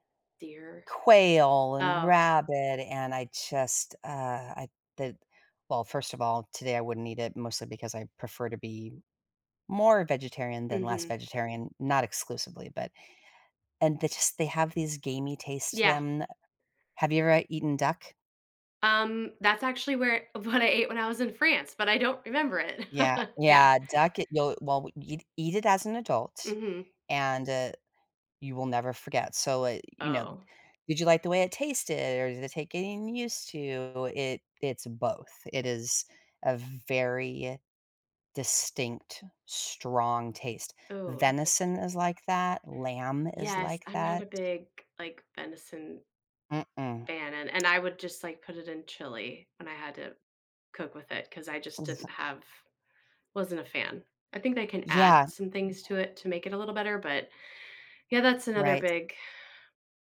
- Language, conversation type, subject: English, unstructured, What is the most surprising food you have ever tried?
- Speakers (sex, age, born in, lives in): female, 45-49, United States, United States; female, 55-59, United States, United States
- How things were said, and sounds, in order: laughing while speaking: "what"; chuckle; other background noise; stressed: "very"; tapping; tsk; unintelligible speech; exhale